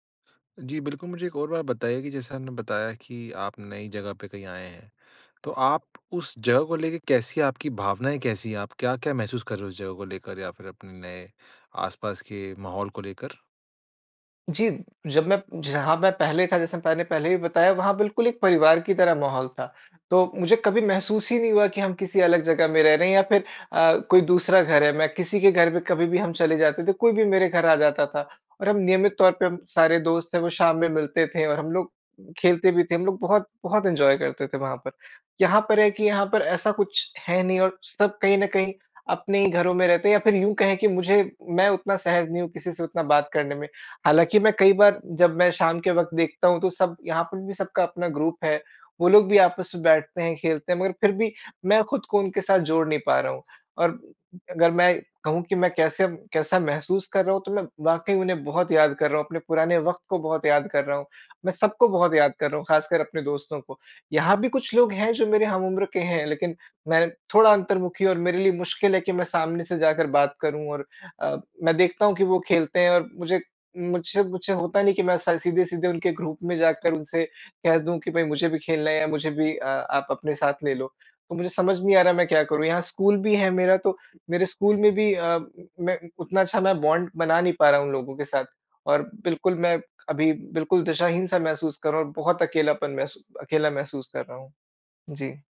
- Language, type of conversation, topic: Hindi, advice, लंबे समय बाद दोस्ती टूटने या सामाजिक दायरा बदलने पर अकेलापन क्यों महसूस होता है?
- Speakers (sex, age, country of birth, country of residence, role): male, 25-29, India, India, advisor; male, 25-29, India, India, user
- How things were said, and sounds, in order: "मैंने" said as "पैने"; in English: "इंजॉय"; in English: "ग्रुप"; in English: "ग्रुप"; in English: "बॉन्ड"